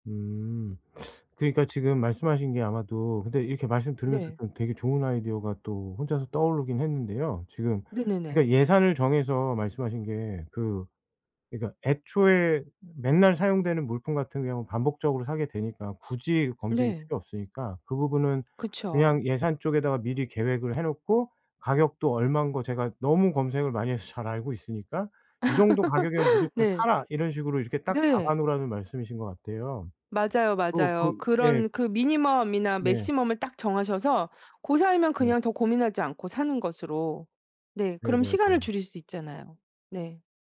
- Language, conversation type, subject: Korean, advice, 쇼핑할 때 선택이 어려워 구매 결정을 자꾸 미루게 되면 어떻게 해야 하나요?
- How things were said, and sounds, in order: other background noise; tapping; laughing while speaking: "해서"; laugh